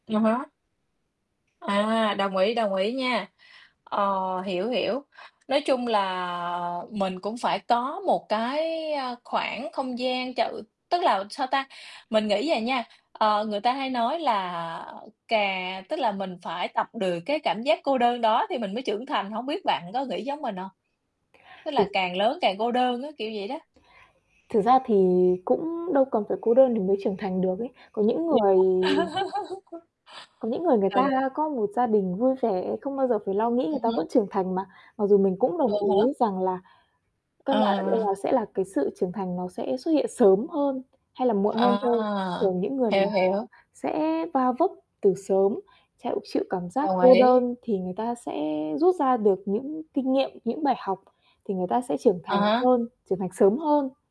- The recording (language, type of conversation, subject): Vietnamese, unstructured, Bạn có bao giờ cảm thấy cô đơn giữa đám đông không?
- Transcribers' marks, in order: tapping; other background noise; distorted speech; laugh; static